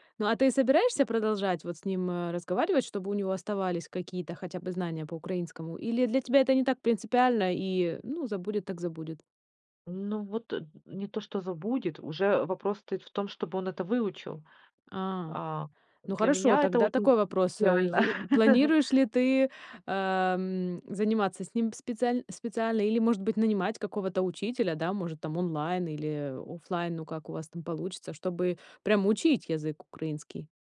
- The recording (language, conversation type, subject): Russian, podcast, Как язык, на котором говорят дома, влияет на ваше самоощущение?
- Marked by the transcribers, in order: other background noise; laugh